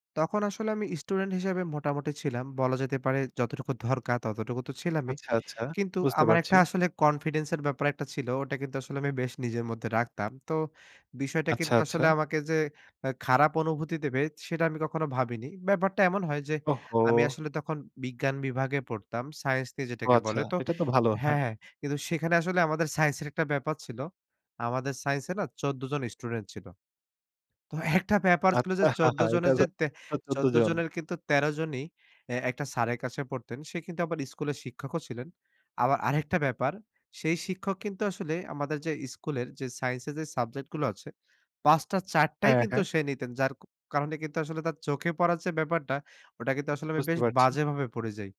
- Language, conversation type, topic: Bengali, podcast, জীবনের কোন কোন মুহূর্ত আপনাকে বদলে দিয়েছে?
- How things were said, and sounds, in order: laughing while speaking: "যতটুকু দরকার"; in English: "confidence"; laughing while speaking: "একটা ব্যাপার ছিল"; laugh